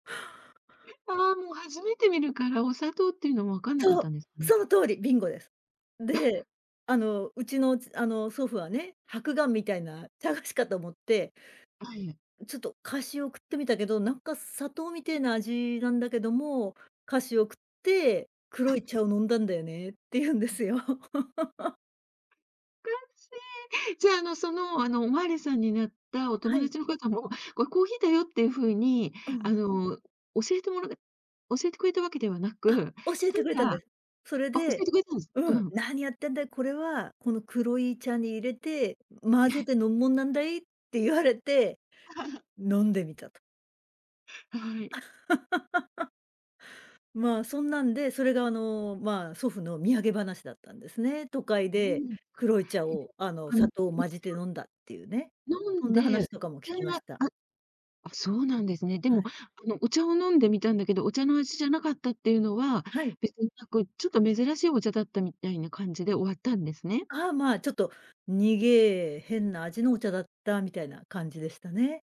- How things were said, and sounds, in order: scoff; put-on voice: "ちょっと菓子を食ってみたけ … んだんだよね"; other background noise; laugh; put-on voice: "何やってんだよ、これは、こ … もんなんだい"; chuckle; chuckle; put-on voice: "にげえ、変な味のお茶だった"
- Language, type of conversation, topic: Japanese, podcast, 祖父母から聞いた面白い話はありますか？